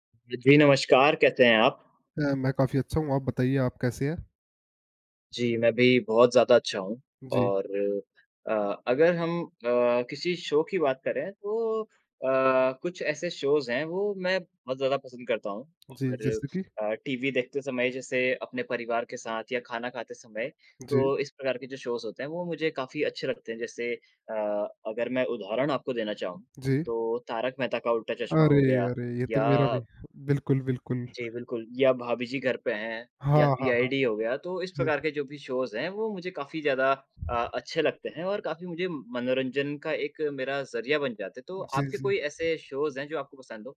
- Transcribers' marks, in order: in English: "शो"; in English: "शोज़"; tapping; in English: "शोज़"; in English: "शोज़"; in English: "शोज़"
- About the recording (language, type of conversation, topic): Hindi, unstructured, टीवी पर कौन-सा कार्यक्रम आपको सबसे ज़्यादा मनोरंजन देता है?